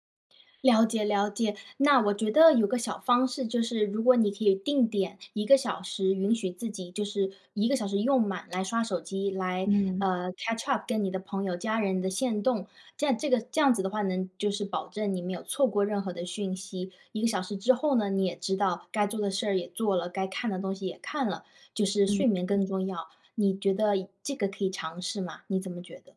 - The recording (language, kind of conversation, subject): Chinese, advice, 我想养成规律作息却总是熬夜，该怎么办？
- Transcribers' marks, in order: in English: "catch up"